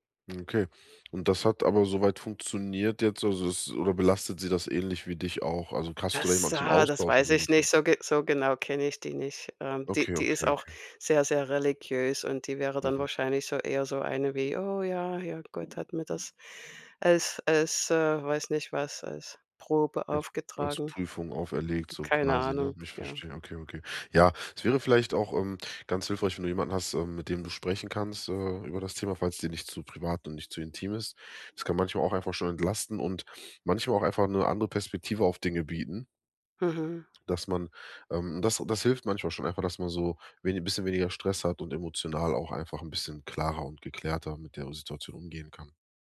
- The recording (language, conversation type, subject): German, advice, Wie gehen Sie mit anhaltenden finanziellen Sorgen und Zukunftsängsten um?
- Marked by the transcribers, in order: other background noise